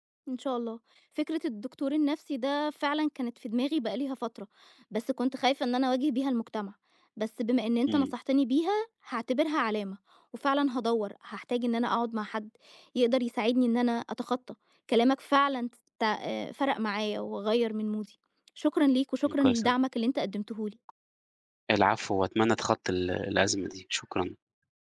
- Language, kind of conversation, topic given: Arabic, advice, إزاي بتتعامل/ي مع الانفصال بعد علاقة طويلة؟
- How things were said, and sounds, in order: tapping; in English: "مودي"; other background noise